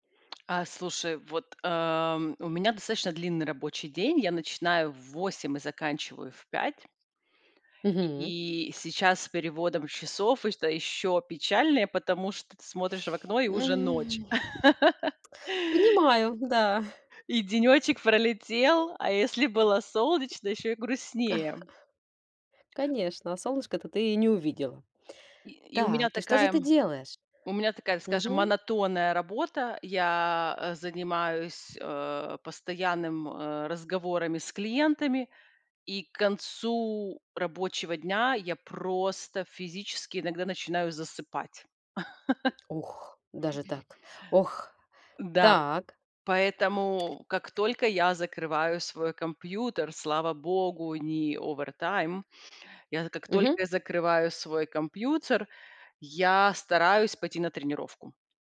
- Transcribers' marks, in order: other background noise; sigh; tsk; chuckle; tapping; chuckle; chuckle; tsk
- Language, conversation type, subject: Russian, podcast, Какие занятия помогают расслабиться после работы или учёбы?
- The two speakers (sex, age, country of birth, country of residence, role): female, 40-44, Armenia, United States, guest; female, 40-44, Russia, United States, host